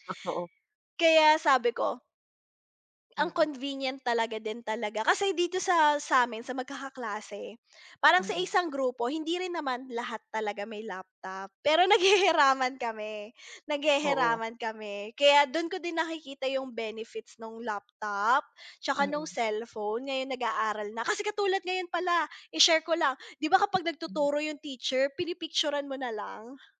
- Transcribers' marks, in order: laughing while speaking: "naghihiraman"; tapping
- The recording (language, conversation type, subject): Filipino, unstructured, Ano ang mga benepisyo ng paggamit ng teknolohiya sa pag-aaral?